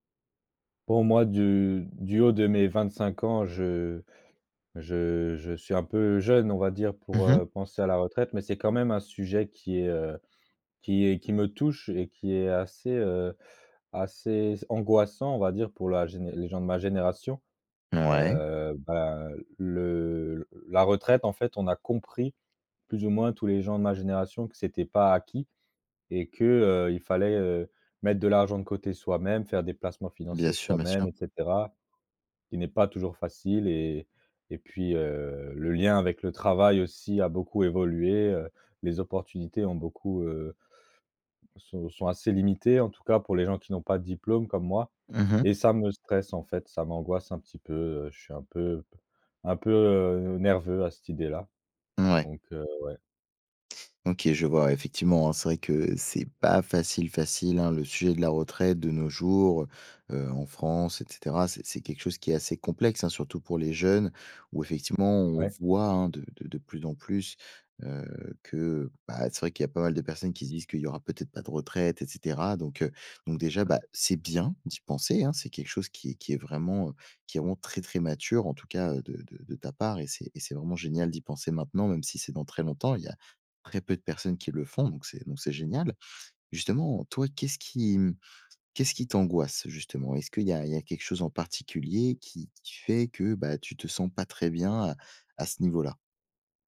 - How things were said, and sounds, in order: stressed: "compris"; stressed: "bien"; tapping
- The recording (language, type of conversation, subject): French, advice, Comment vous préparez-vous à la retraite et comment vivez-vous la perte de repères professionnels ?